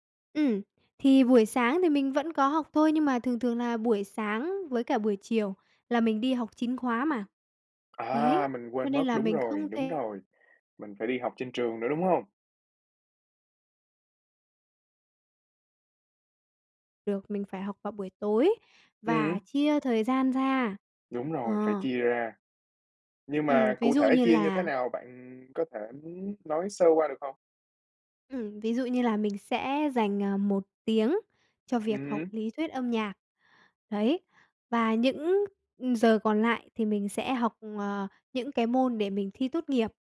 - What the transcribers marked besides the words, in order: tapping
- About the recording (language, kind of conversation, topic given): Vietnamese, podcast, Bạn có thể chia sẻ về hành trình sự nghiệp của mình không?